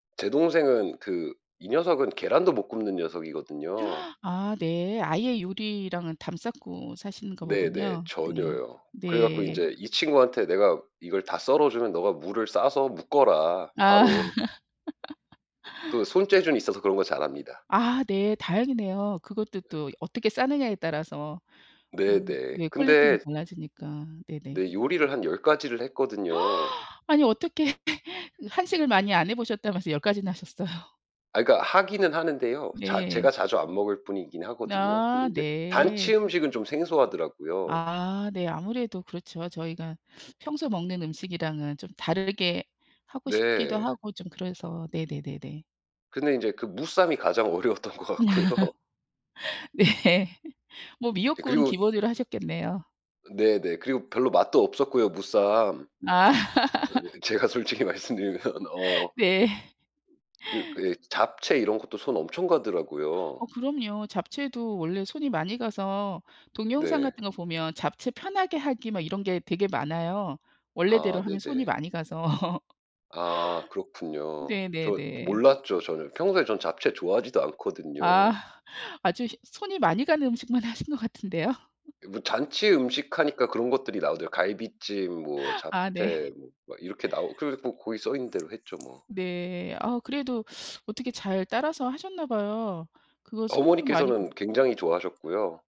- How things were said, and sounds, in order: gasp; laugh; gasp; laughing while speaking: "어떻게"; laugh; laughing while speaking: "하셨어요"; laughing while speaking: "어려웠던 것 같고요"; laugh; laughing while speaking: "네"; other background noise; laughing while speaking: "아 네. 제가 솔직히 말씀드리면"; laugh; laughing while speaking: "네"; laughing while speaking: "가서"; laugh; laughing while speaking: "음식만 하신 것 같은데요?"; laughing while speaking: "네"; teeth sucking
- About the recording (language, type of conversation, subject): Korean, unstructured, 가장 기억에 남는 가족 식사는 언제였나요?